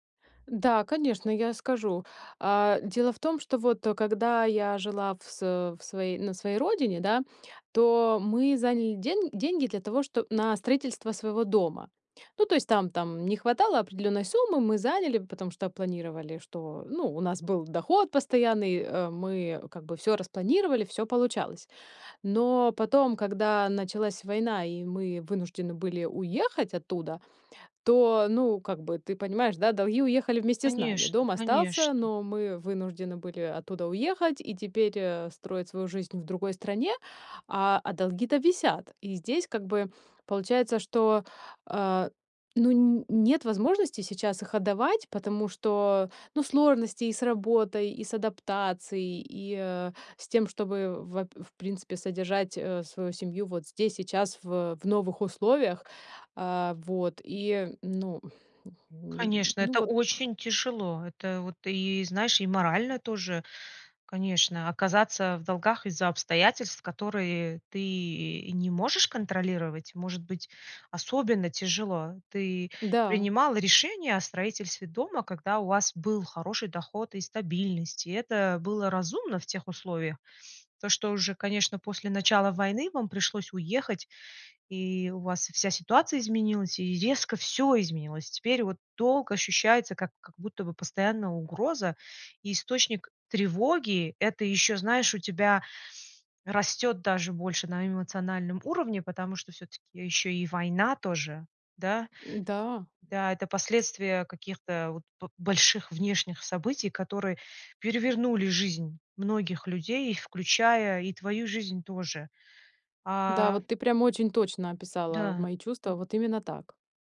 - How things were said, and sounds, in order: tapping; breath; other background noise
- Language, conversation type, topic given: Russian, advice, Как мне справиться со страхом из-за долгов и финансовых обязательств?